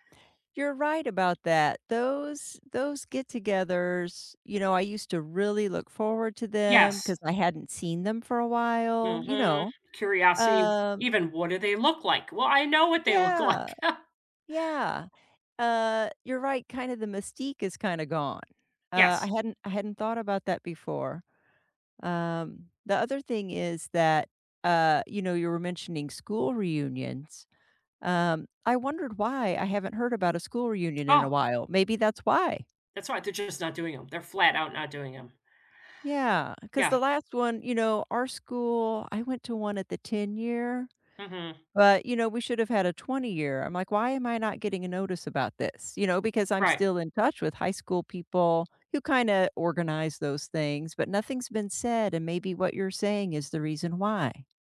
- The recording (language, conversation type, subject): English, unstructured, How did your upbringing shape the celebrations and traditions you still keep today?
- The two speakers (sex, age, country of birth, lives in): female, 55-59, United States, United States; female, 55-59, United States, United States
- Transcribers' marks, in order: laughing while speaking: "like"; chuckle